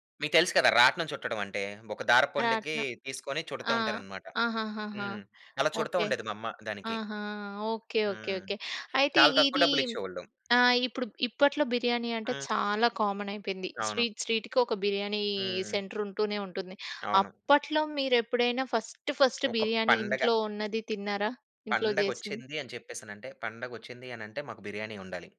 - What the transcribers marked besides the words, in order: other background noise; tapping; in English: "కామన్"; in English: "స్ట్రీట్ స్ట్రీట్‌కి"; in English: "ఫస్ట్ ఫస్ట్"
- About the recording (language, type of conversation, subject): Telugu, podcast, మీ చిన్నప్పటి ఆహారానికి సంబంధించిన ఒక జ్ఞాపకాన్ని మాతో పంచుకుంటారా?